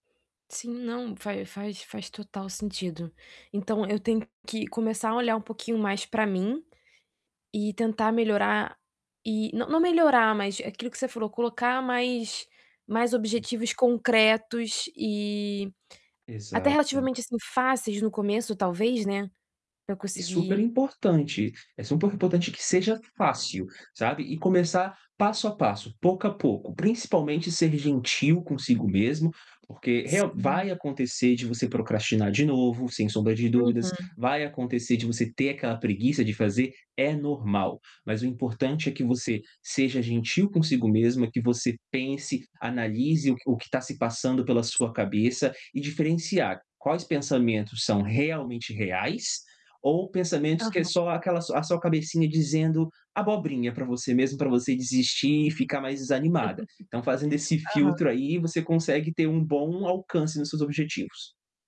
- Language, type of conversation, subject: Portuguese, advice, Como posso alinhar meus hábitos diários com a pessoa que eu quero ser?
- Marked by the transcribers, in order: other background noise; distorted speech; tapping; laugh